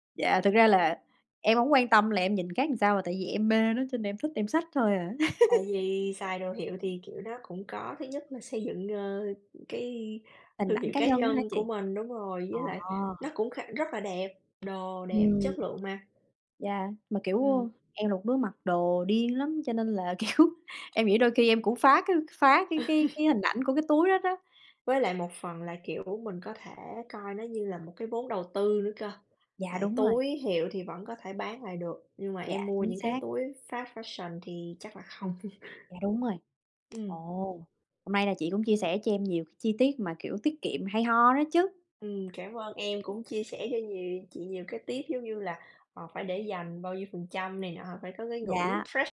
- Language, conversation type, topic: Vietnamese, unstructured, Bạn làm gì để cân bằng giữa tiết kiệm và chi tiêu cho sở thích cá nhân?
- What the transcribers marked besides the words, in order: laugh; tapping; laughing while speaking: "kiểu"; laugh; in English: "fast fashion"; chuckle; in English: "fresh"